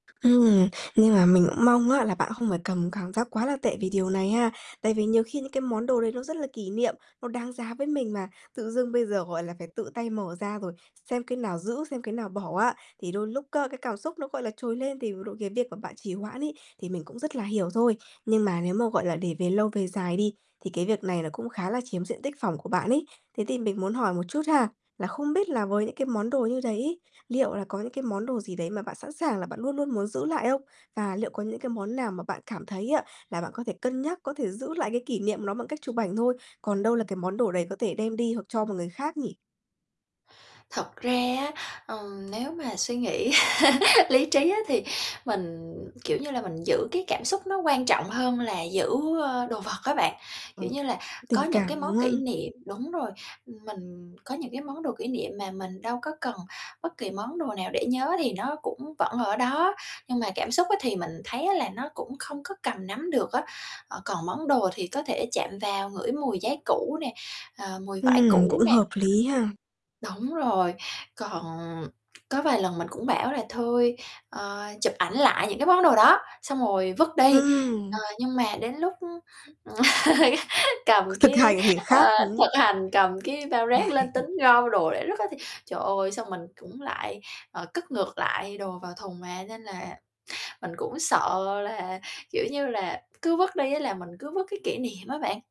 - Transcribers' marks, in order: other background noise; unintelligible speech; static; tapping; laugh; distorted speech; laugh; unintelligible speech; chuckle
- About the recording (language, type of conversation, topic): Vietnamese, advice, Làm sao để chọn những món đồ kỷ niệm nên giữ và buông bỏ phần còn lại?